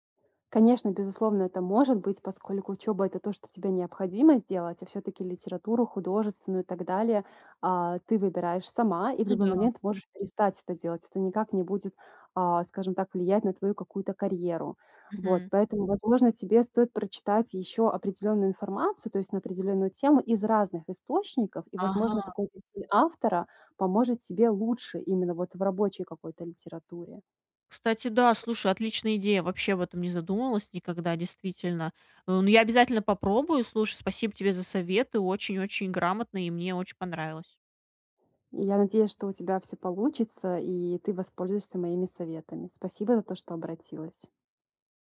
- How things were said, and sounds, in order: other background noise; tapping
- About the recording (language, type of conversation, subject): Russian, advice, Как снова научиться получать удовольствие от чтения, если трудно удерживать внимание?